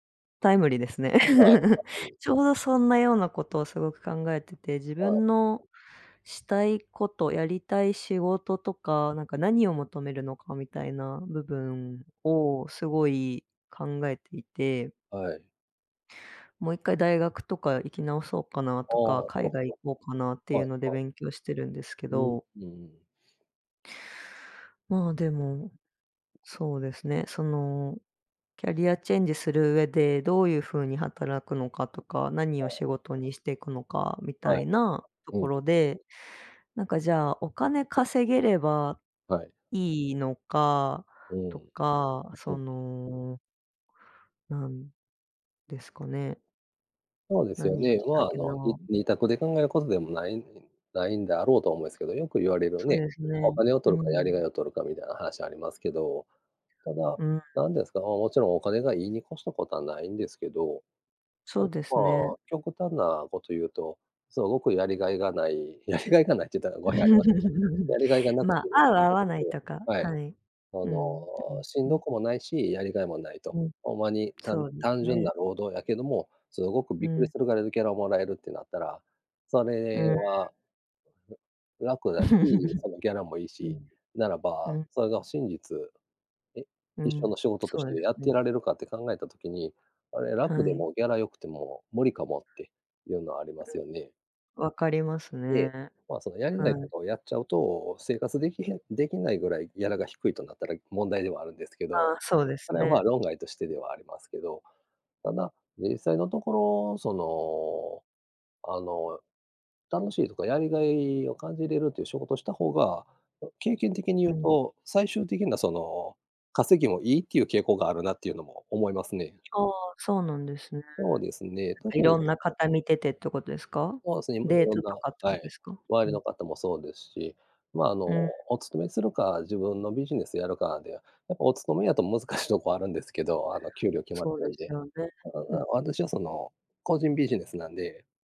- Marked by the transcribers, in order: chuckle; tapping; in English: "キャリアチェンジ"; other background noise; chuckle; laughing while speaking: "やりがいがないっちゅったら"; unintelligible speech; chuckle; laughing while speaking: "難しいとこ"
- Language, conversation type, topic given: Japanese, unstructured, 仕事で一番嬉しかった経験は何ですか？